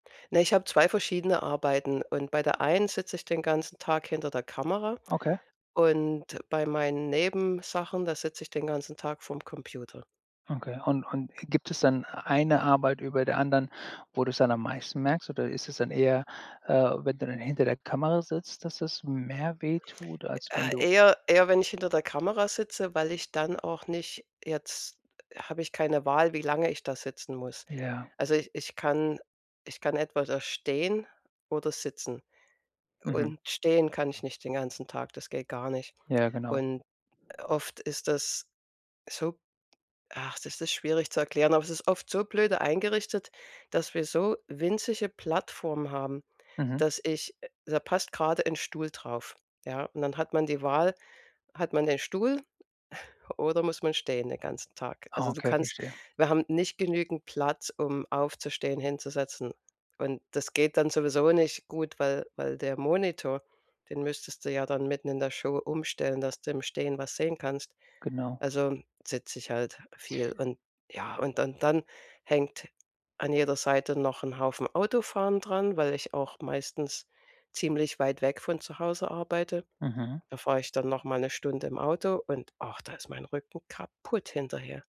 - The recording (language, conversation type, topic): German, advice, Wie kann ich mehr Bewegung in meinen Alltag bringen, wenn ich den ganzen Tag sitze?
- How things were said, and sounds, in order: other background noise; stressed: "so"; chuckle; stressed: "kaputt"